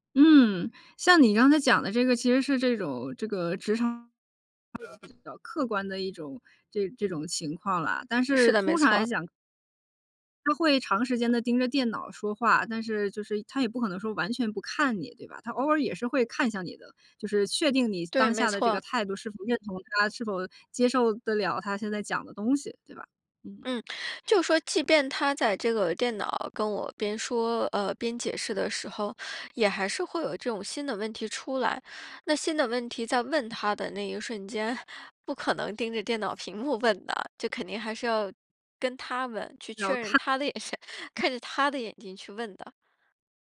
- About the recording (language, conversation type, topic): Chinese, podcast, 当别人和你说话时不看你的眼睛，你会怎么解读？
- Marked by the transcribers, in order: unintelligible speech; other background noise; laughing while speaking: "盯着电脑屏幕问的"; laughing while speaking: "眼神"